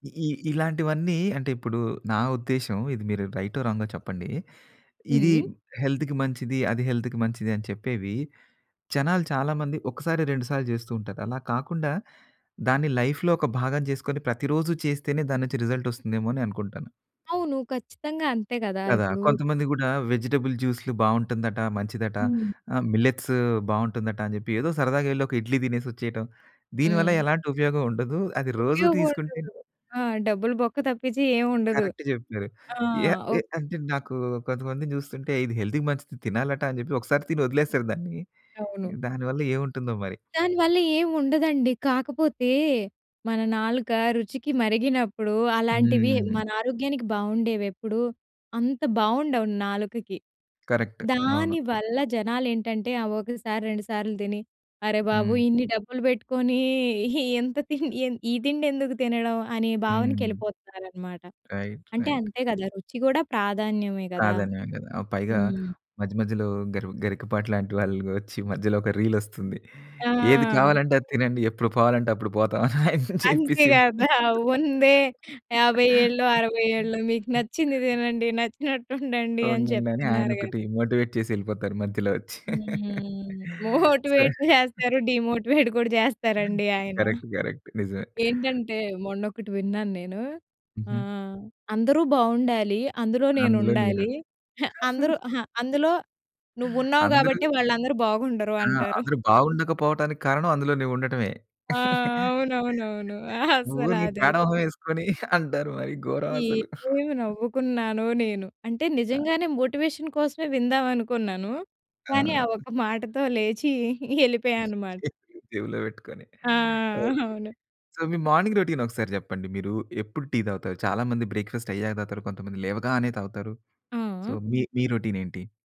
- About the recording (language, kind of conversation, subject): Telugu, podcast, కాఫీ లేదా టీ తాగే విషయంలో మీరు పాటించే అలవాట్లు ఏమిటి?
- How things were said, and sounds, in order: in English: "రైటో రాంగో"; in English: "హెల్త్‌కి"; in English: "హెల్త్‌కి"; in English: "లైఫ్‍లో"; in English: "రిజల్ట్"; tapping; in English: "వెజిటబుల్"; in English: "మిల్లెట్స్"; in English: "కరెక్ట్"; in English: "హెల్త్‌కి"; drawn out: "హ్మ్"; in English: "కరెక్ట్"; laughing while speaking: "ఎంత తిండి ఎన్"; in English: "రైట్ రైట్"; drawn out: "ఆ!"; in English: "రీల్"; laughing while speaking: "అంతే గదా! ఉందే యాభై ఏళ్ళో … అని జెప్తున్నారు గదా"; laughing while speaking: "అని చెప్పేసి"; in English: "మోటివేట్"; laughing while speaking: "మోటివేట్ చేస్తారు. డీమోటివేట్ గూడా జెస్తారండి ఆయన"; in English: "మోటివేట్"; laughing while speaking: "సరే"; in English: "డీమోటివేట్"; in English: "కరెక్ట్. కరెక్ట్"; chuckle; chuckle; laughing while speaking: "ఆ! అవునవునవును. అసల అదైతే"; laugh; chuckle; in English: "మోటివేషన్"; laughing while speaking: "ఎళ్ళిపోయా అన్నమాట"; laughing while speaking: "చేతులు"; in English: "సో"; laughing while speaking: "అవును"; in English: "మార్నింగ్ రొటీన్"; in English: "టీ"; in English: "బ్రేక్‌ఫాస్ట్"; in English: "సో"